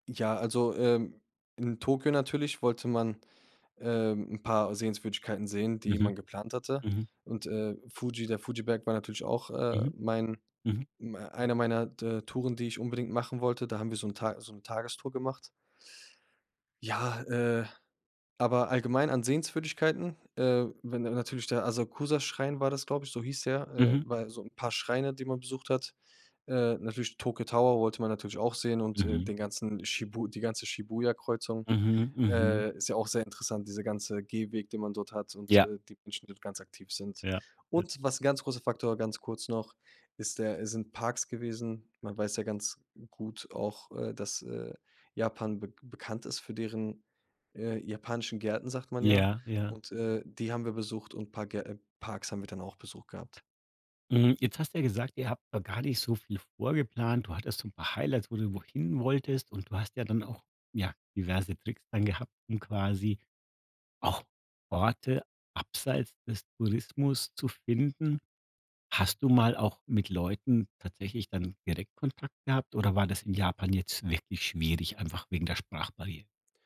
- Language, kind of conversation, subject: German, podcast, Wie haben Einheimische dich zu Orten geführt, die in keinem Reiseführer stehen?
- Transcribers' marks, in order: other background noise